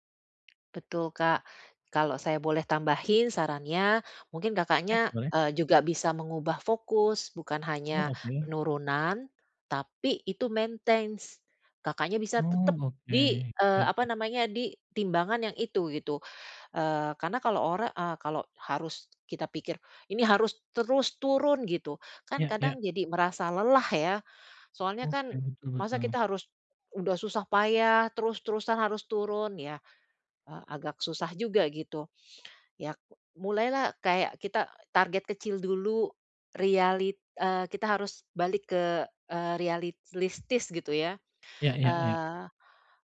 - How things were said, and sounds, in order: tapping; in English: "maintains"; "realistis" said as "realitlistis"
- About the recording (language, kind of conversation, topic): Indonesian, advice, Bagaimana saya dapat menggunakan pencapaian untuk tetap termotivasi?